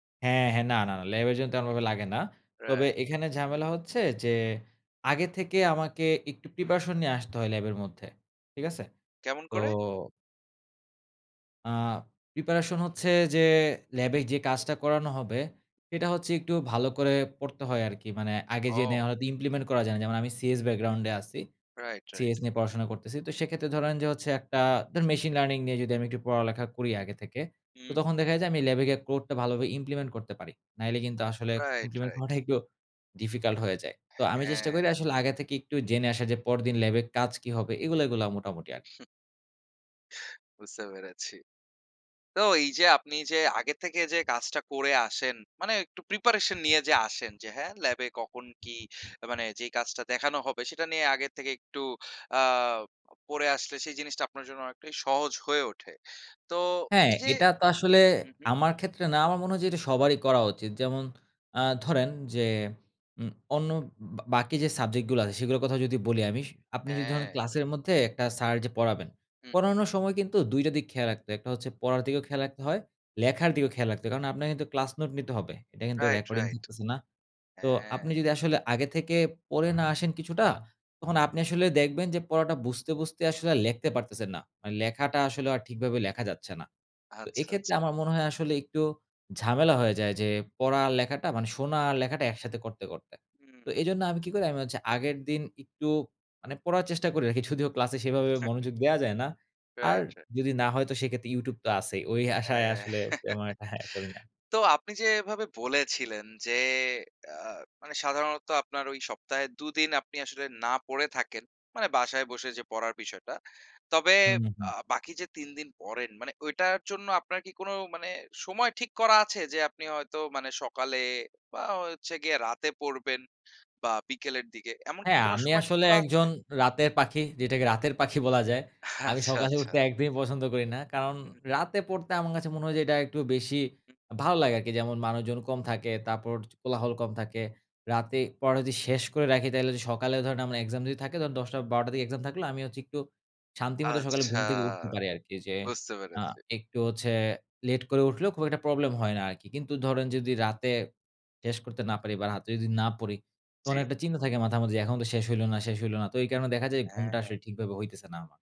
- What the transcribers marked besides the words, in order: other background noise; in English: "ইমপ্লিমেন্ট"; in English: "মেশিন লার্নিং"; in English: "ইমপ্লিমেন্ট"; in English: "ইমপ্লিমেন্ট"; scoff; chuckle; laughing while speaking: "ওই আশায় আসলে তেমন একটা হ্যাঁ করি না"; laugh; chuckle; tapping
- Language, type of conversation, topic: Bengali, podcast, আপনি কীভাবে নিয়মিত পড়াশোনার অভ্যাস গড়ে তোলেন?